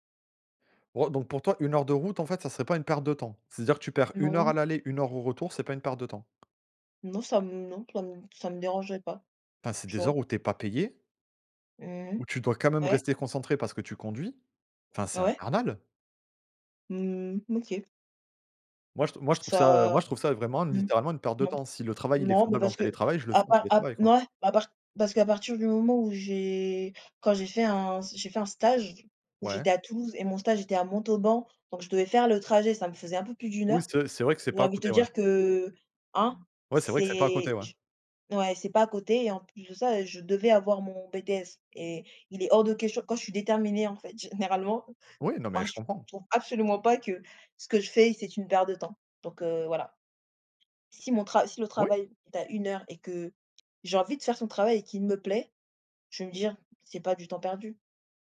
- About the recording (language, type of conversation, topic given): French, unstructured, Qu’est-ce qui vous met en colère dans les embouteillages du matin ?
- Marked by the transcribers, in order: other background noise; tapping